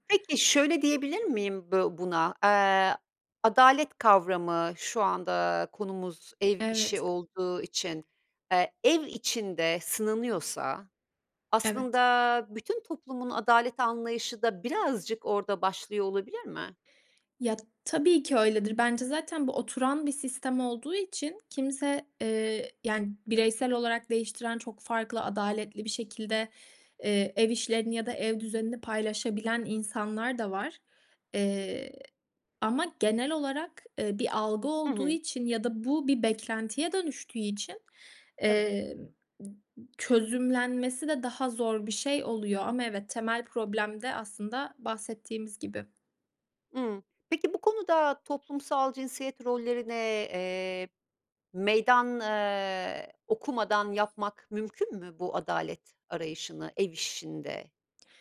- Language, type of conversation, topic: Turkish, podcast, Ev işleri paylaşımında adaleti nasıl sağlarsınız?
- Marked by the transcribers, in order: none